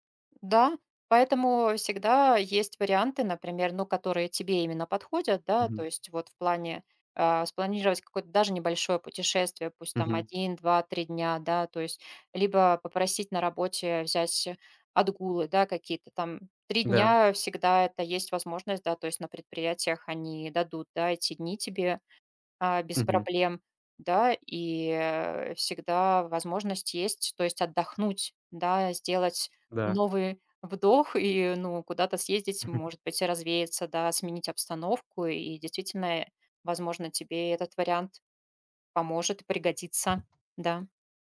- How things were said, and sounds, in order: other background noise; tapping
- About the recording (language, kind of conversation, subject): Russian, advice, Почему из‑за выгорания я изолируюсь и избегаю социальных контактов?